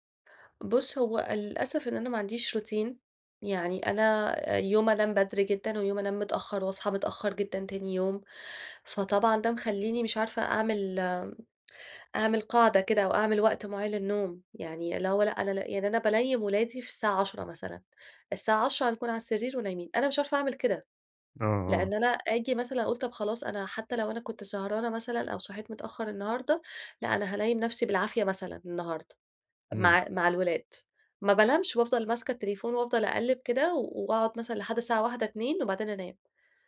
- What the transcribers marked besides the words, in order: in English: "روتين"
- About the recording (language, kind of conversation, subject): Arabic, advice, إزاي أعمل روتين بليل ثابت ومريح يساعدني أنام بسهولة؟